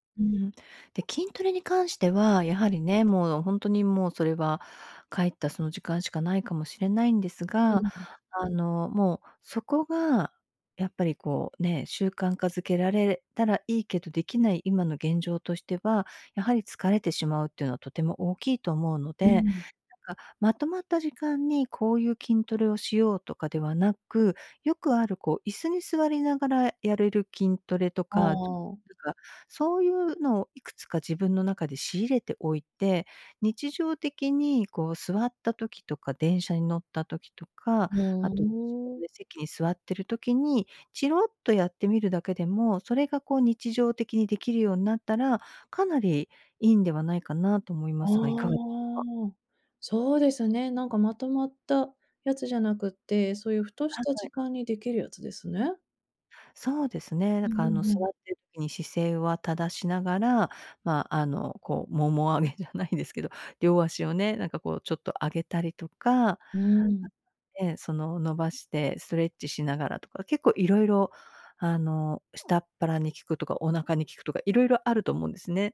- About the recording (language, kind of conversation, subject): Japanese, advice, 小さな習慣を積み重ねて、理想の自分になるにはどう始めればよいですか？
- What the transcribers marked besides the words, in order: tapping; other background noise